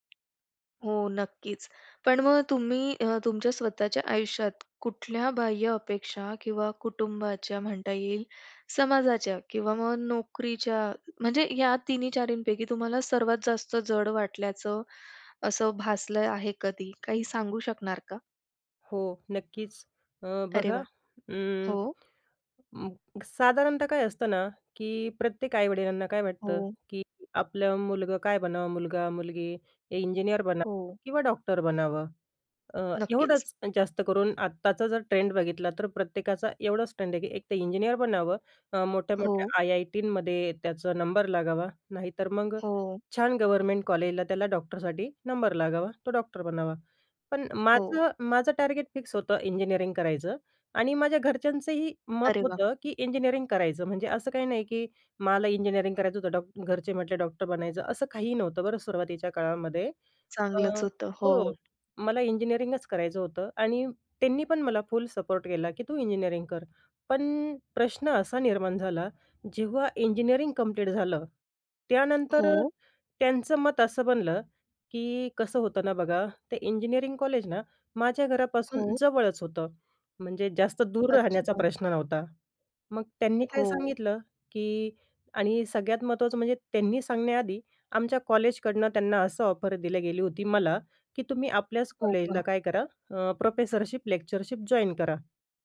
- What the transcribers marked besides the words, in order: tapping; other noise; in English: "गव्हर्नमेंट"; in English: "नंबर"; in English: "टार्गेट फिक्स"; in English: "फुल सपोर्ट"; in English: "कम्प्लीट"; in English: "ऑफर"; in English: "प्रोफेसरशिप, लेक्चरशिप जॉइन"
- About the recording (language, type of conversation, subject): Marathi, podcast, बाह्य अपेक्षा आणि स्वतःच्या कल्पनांमध्ये सामंजस्य कसे साधावे?